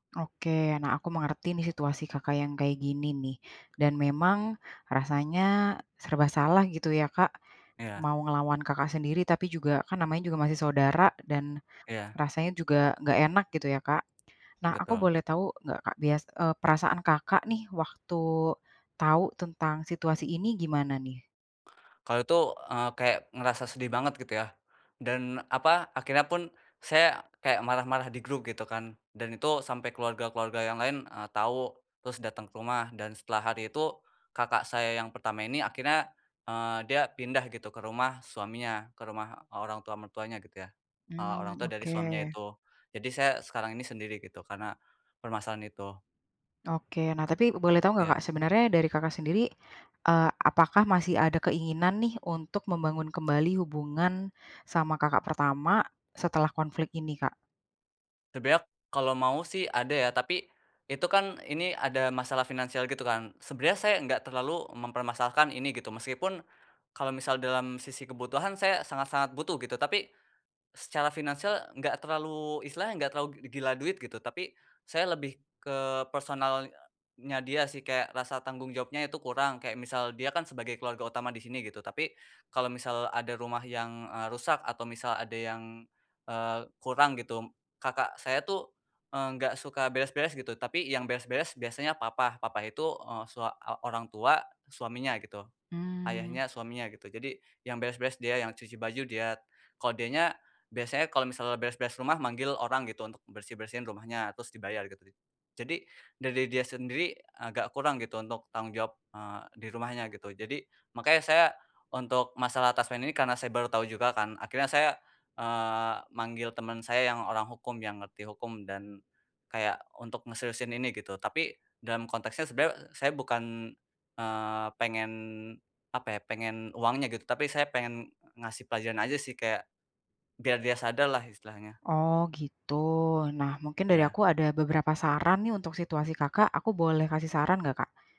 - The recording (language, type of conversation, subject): Indonesian, advice, Bagaimana cara membangun kembali hubungan setelah konflik dan luka dengan pasangan atau teman?
- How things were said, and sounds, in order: none